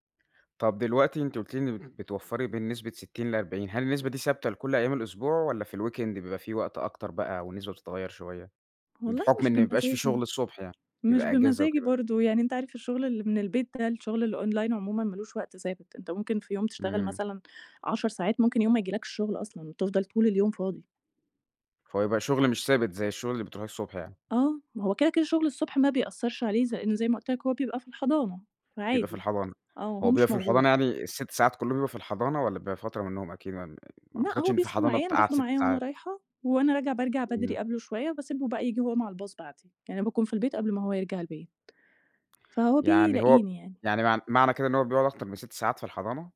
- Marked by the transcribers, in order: in English: "الweekend"; in English: "الonline"; unintelligible speech; in English: "الbus"
- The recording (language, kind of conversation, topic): Arabic, podcast, إزاي بتوازن بين الشغل وحياتك الشخصية؟